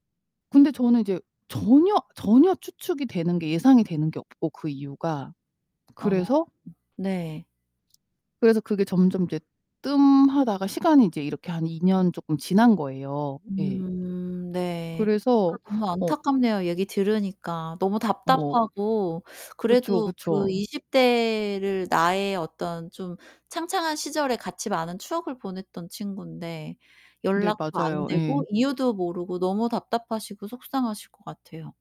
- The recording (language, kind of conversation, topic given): Korean, advice, 친구가 갑자기 연락을 끊고 저를 무시하는 이유는 무엇일까요?
- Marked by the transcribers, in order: other background noise; distorted speech